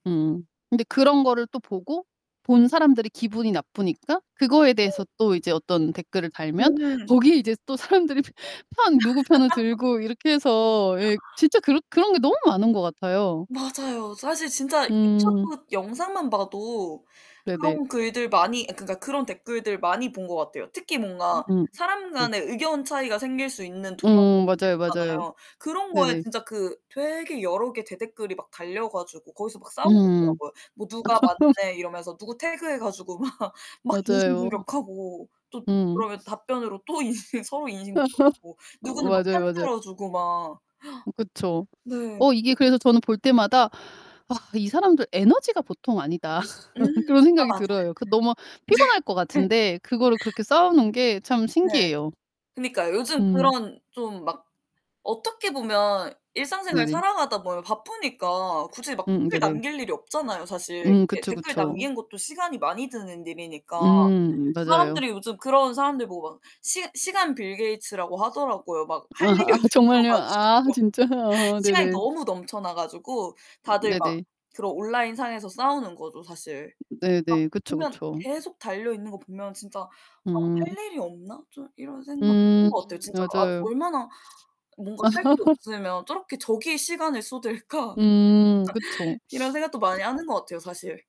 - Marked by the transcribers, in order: tapping; other background noise; distorted speech; laughing while speaking: "거기에 이제 또 사람들이"; laugh; gasp; laugh; laughing while speaking: "막"; laugh; laughing while speaking: "인신"; gasp; laugh; laughing while speaking: "네"; laugh; laughing while speaking: "할 일이 없어 가지고"; laughing while speaking: "아"; laughing while speaking: "진짜요? 어"; laugh; laughing while speaking: "쏟을까?'"; laugh
- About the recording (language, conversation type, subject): Korean, unstructured, 온라인에서 벌어지는 싸움을 어떻게 바라보시나요?